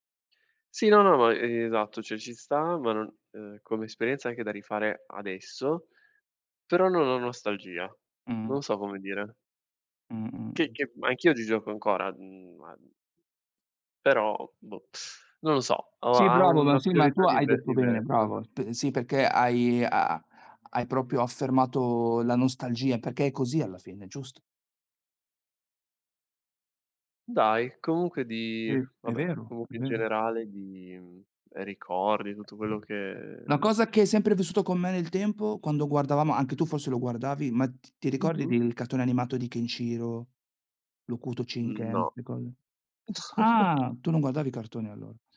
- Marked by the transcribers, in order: teeth sucking; other background noise; "Una" said as "na"; laughing while speaking: "No"; tapping
- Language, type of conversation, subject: Italian, unstructured, Qual è un momento speciale che vorresti rivivere?